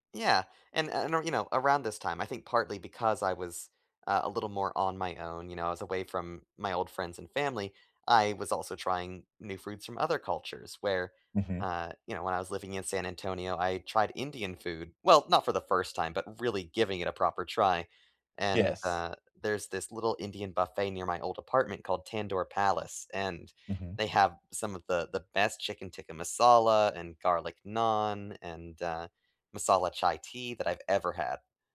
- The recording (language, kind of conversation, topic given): English, unstructured, What is your favorite way to learn about a new culture?
- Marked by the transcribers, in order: none